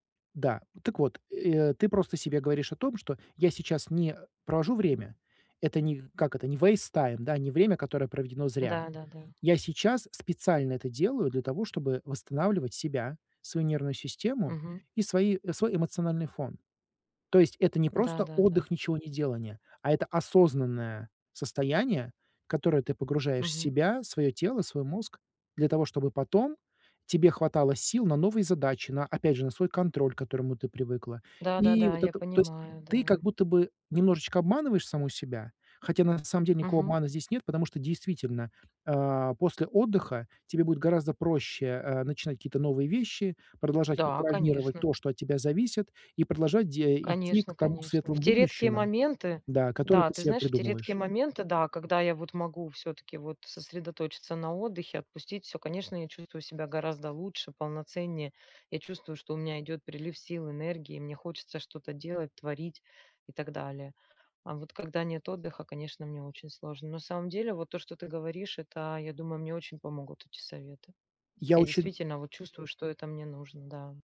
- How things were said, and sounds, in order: in English: "waste time"; tapping; other background noise
- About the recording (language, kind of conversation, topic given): Russian, advice, Почему мне так сложно расслабиться и отдохнуть дома вечером?